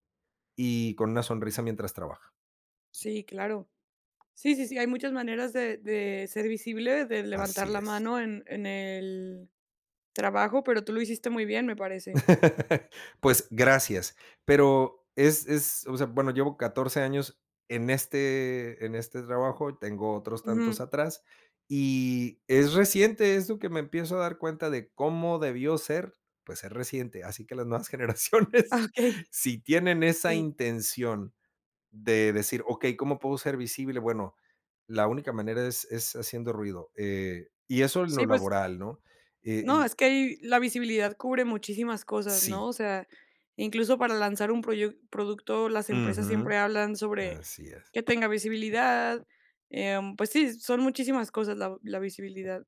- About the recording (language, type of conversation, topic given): Spanish, podcast, ¿Por qué crees que la visibilidad es importante?
- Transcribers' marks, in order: tapping; laugh; laughing while speaking: "nuevas generaciones"; chuckle